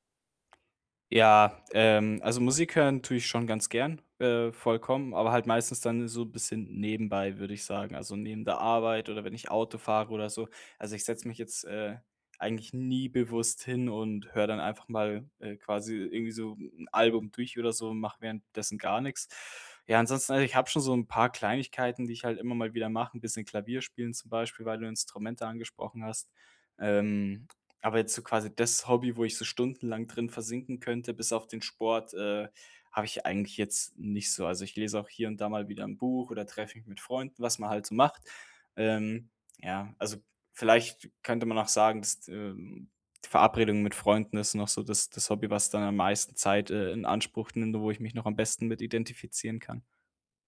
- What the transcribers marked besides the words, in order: other background noise
- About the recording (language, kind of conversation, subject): German, advice, Warum fällt es mir schwer, zu Hause zu entspannen und loszulassen?